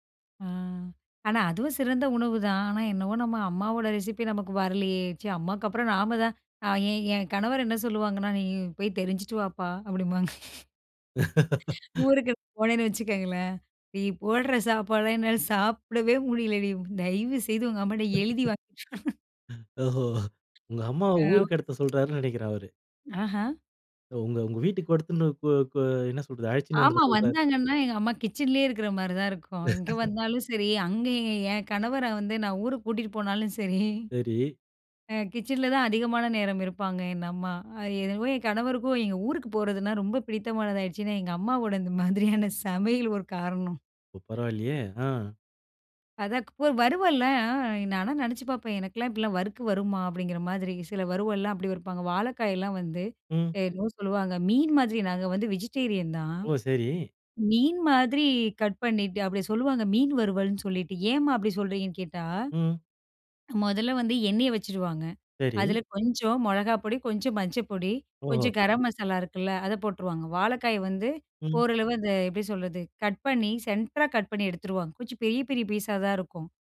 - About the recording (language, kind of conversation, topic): Tamil, podcast, அம்மாவின் குறிப்பிட்ட ஒரு சமையல் குறிப்பை பற்றி சொல்ல முடியுமா?
- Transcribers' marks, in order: laugh; laughing while speaking: "ஊருக்கு போனேன்னு வச்சுக்கங்களேன்! நீ போடுற … அம்மாட்ட எழுதி வாங்கி"; laugh; tapping; background speech; unintelligible speech; chuckle; laugh; chuckle; laughing while speaking: "அது என்னவோ என் கணவருக்கும் எங்க … சமையல் ஒரு காரணம்"; swallow; in English: "சென்டரா கட்"